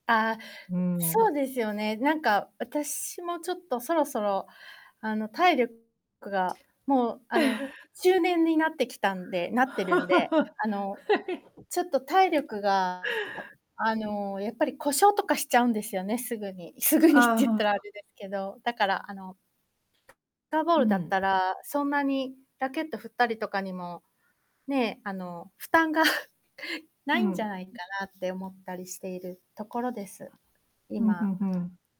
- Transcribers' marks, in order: other background noise; tapping; laugh; laugh; distorted speech; laughing while speaking: "すぐにって言ったら"; chuckle
- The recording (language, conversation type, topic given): Japanese, unstructured, 家族や友達ともっと仲良くなるためには、何が必要だと思いますか？